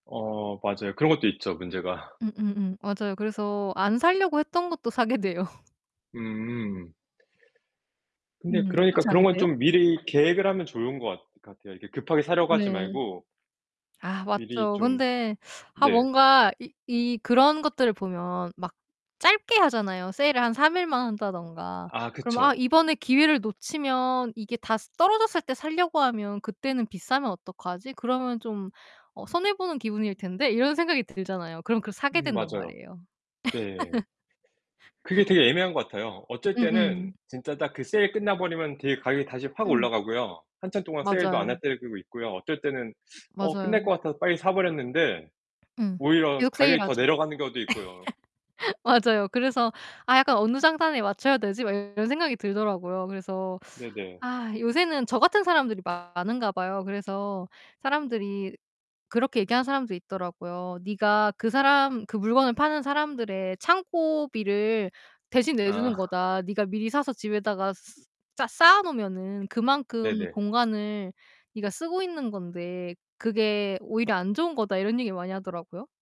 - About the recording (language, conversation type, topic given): Korean, unstructured, 돈을 잘 쓰는 사람과 그렇지 않은 사람의 차이는 무엇일까요?
- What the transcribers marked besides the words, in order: other background noise; laughing while speaking: "돼요"; tapping; laugh; laugh; distorted speech; laughing while speaking: "아"